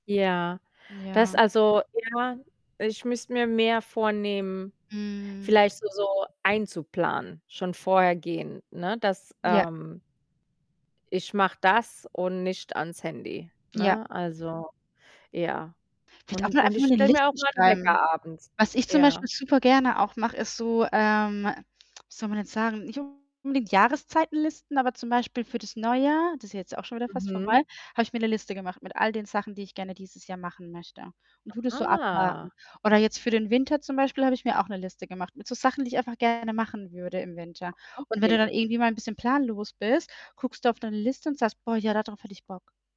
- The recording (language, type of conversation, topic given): German, podcast, Wie findest du eine gute Balance zwischen Bildschirmzeit und echten sozialen Kontakten?
- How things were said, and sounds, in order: distorted speech